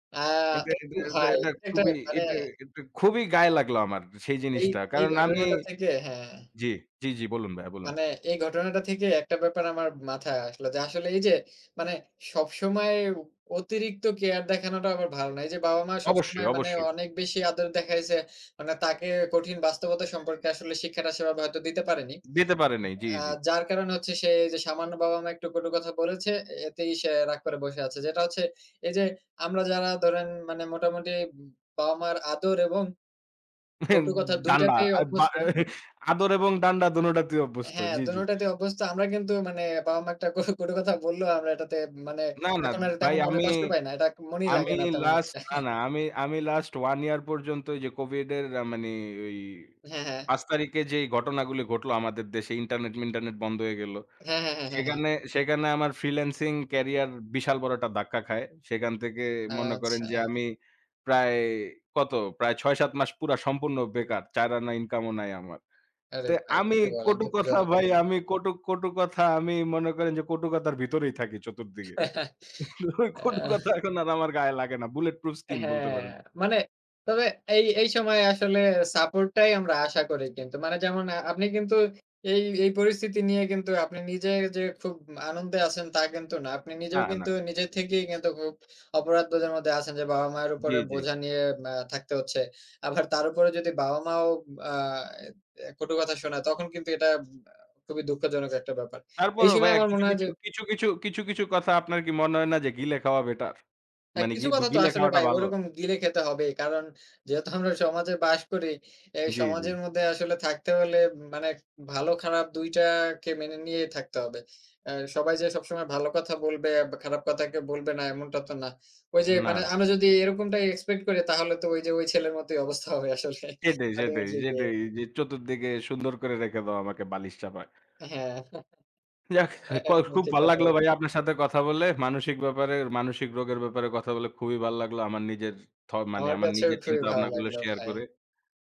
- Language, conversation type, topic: Bengali, unstructured, কেন কিছু মানুষ মানসিক রোগ নিয়ে কথা বলতে লজ্জা বোধ করে?
- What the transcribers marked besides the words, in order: other noise; laughing while speaking: "ডান্ডা, আ ব্য"; in English: "last"; in English: "last one year"; laugh; in English: "freelancing career"; laughing while speaking: "কটু কথা এখন আর আমার গায়ে লাগে না। bulletproof skin বলতে পারেন"; chuckle; in English: "bulletproof skin"; in English: "support"; in English: "better?"; in English: "expect"; laugh; unintelligible speech; chuckle; in English: "share"